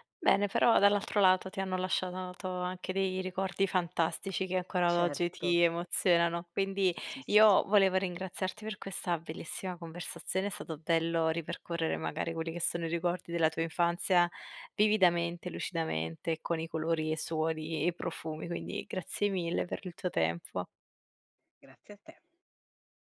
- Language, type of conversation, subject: Italian, podcast, Qual è il ricordo d'infanzia che più ti emoziona?
- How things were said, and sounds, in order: none